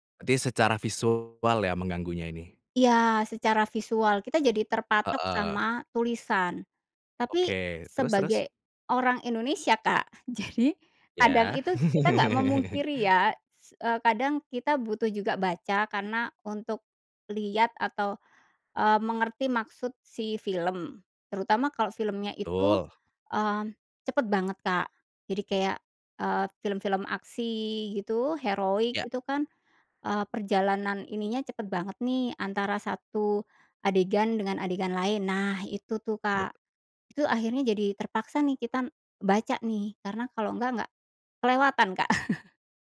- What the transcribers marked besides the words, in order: other background noise; tapping; laughing while speaking: "jadi"; laugh; laugh
- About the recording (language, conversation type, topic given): Indonesian, podcast, Apa pendapatmu tentang sulih suara dan takarir, dan mana yang kamu pilih?